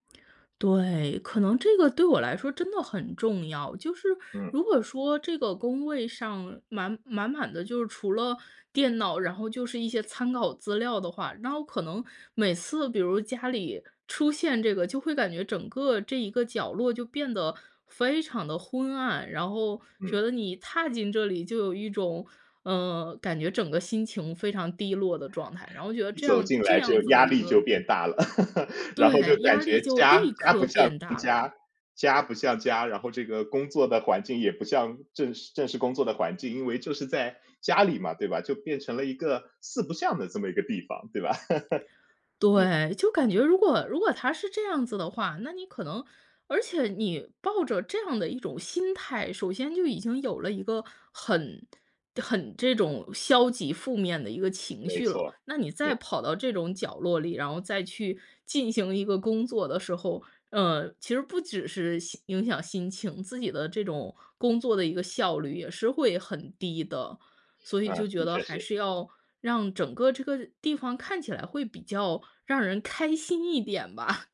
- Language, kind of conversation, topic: Chinese, podcast, 你会如何布置你的工作角落，让自己更有干劲？
- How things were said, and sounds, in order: other background noise; chuckle; chuckle; chuckle